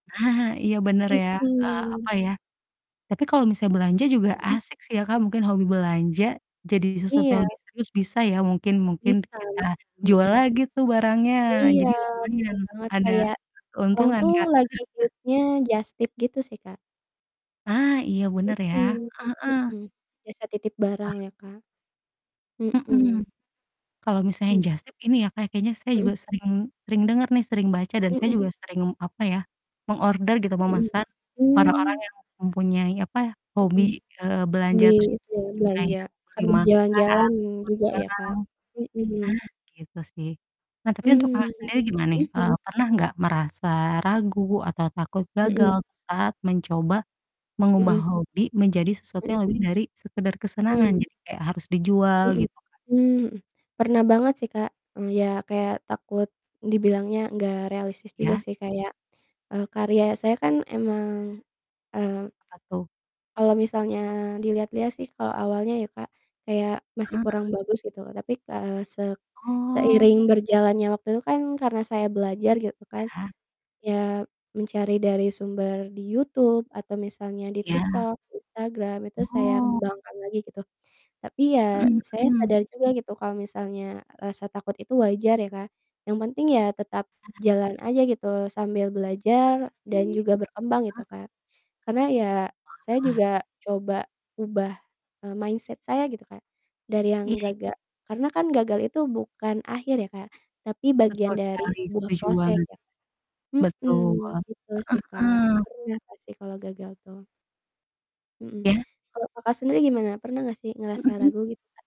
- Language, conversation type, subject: Indonesian, unstructured, Bagaimana kamu mengembangkan hobi menjadi sesuatu yang lebih serius?
- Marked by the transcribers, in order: distorted speech; chuckle; other background noise; in English: "mindset"